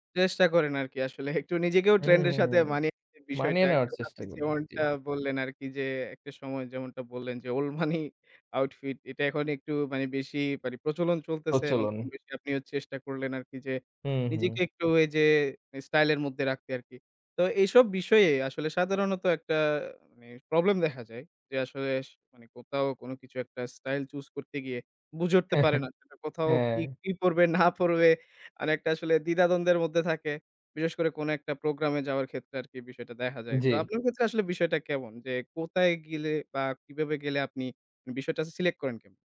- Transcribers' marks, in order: other background noise; chuckle; "কোথায়" said as "কতায়"
- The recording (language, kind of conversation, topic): Bengali, podcast, সোশ্যাল মিডিয়ায় দেখা স্টাইল তোমার ওপর কী প্রভাব ফেলে?